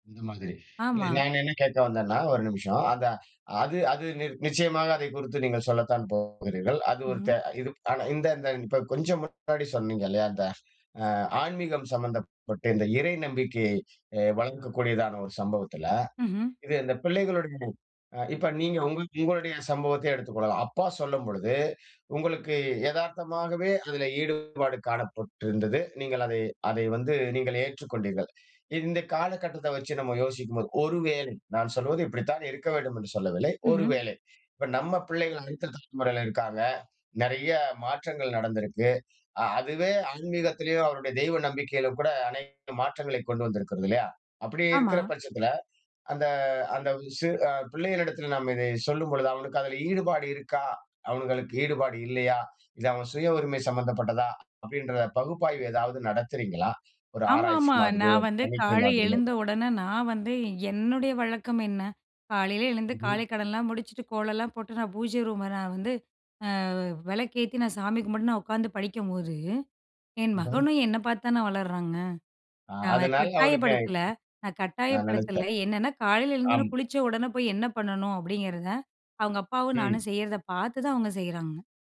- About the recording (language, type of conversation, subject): Tamil, podcast, அடுத்த தலைமுறைக்கு நீங்கள் ஒரே ஒரு மதிப்பை மட்டும் வழங்க வேண்டுமென்றால், அது எது?
- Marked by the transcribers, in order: unintelligible speech; other background noise